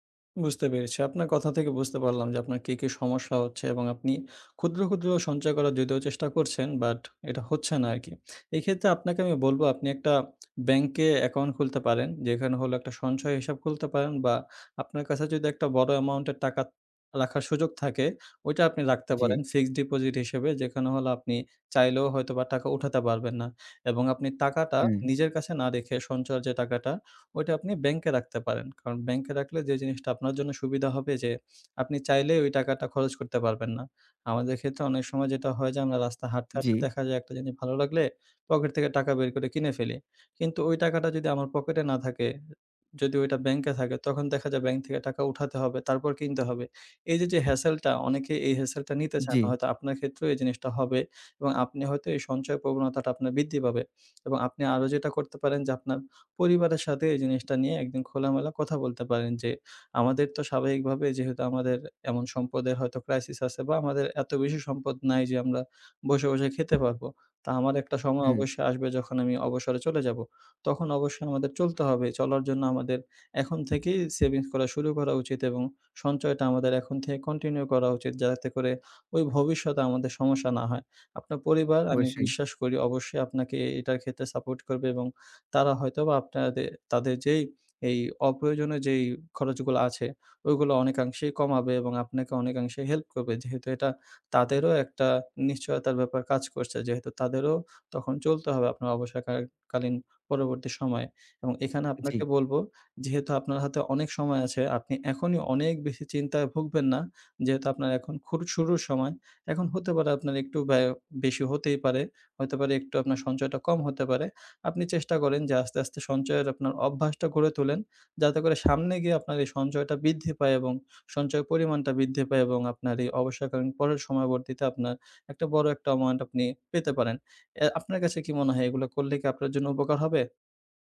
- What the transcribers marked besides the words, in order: other background noise; tapping; "টাকাটা" said as "তাকাটা"; in English: "hassle"; in English: "hassle"; "যাতে" said as "যারাতে"
- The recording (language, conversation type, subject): Bengali, advice, অবসরকালীন সঞ্চয় নিয়ে আপনি কেন টালবাহানা করছেন এবং অনিশ্চয়তা বোধ করছেন?